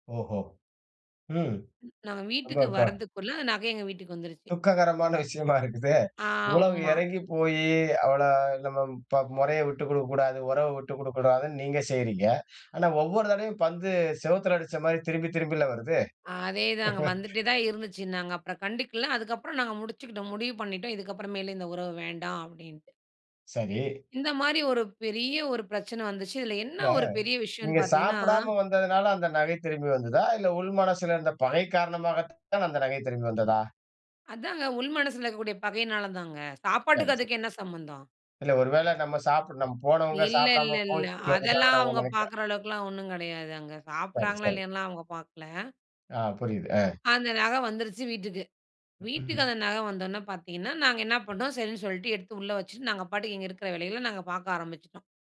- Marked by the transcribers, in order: unintelligible speech; drawn out: "ஆமா"; chuckle; other noise
- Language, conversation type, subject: Tamil, podcast, தீவிரமான மோதலுக்குப் பிறகு உரையாடலை மீண்டும் தொடங்க நீங்கள் எந்த வார்த்தைகளைப் பயன்படுத்துவீர்கள்?